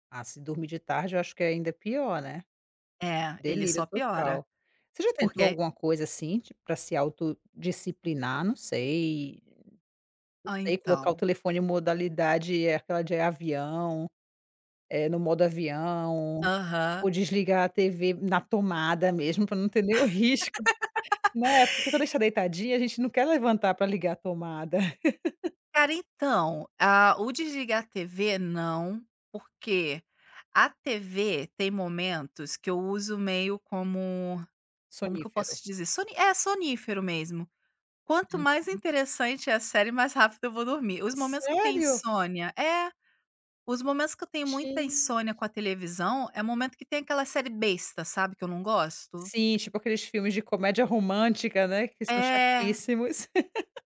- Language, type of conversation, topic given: Portuguese, advice, Como posso lidar com a dificuldade de desligar as telas antes de dormir?
- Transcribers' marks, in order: other background noise; tapping; laugh; laugh; laugh